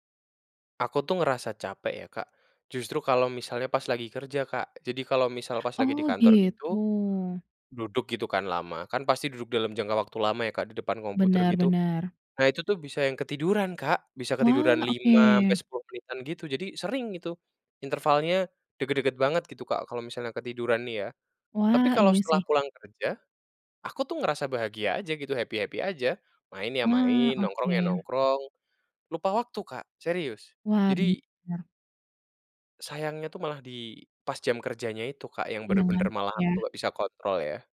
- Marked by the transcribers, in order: other background noise; in English: "happy-happy"
- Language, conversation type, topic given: Indonesian, advice, Mengapa Anda sulit bangun pagi dan menjaga rutinitas?